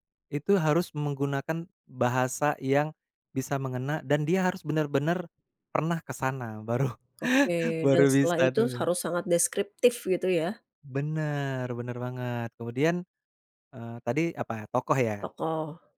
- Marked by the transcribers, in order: laughing while speaking: "Baru baru"
- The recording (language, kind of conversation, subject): Indonesian, podcast, Menurutmu, apa yang membuat sebuah cerita terasa otentik?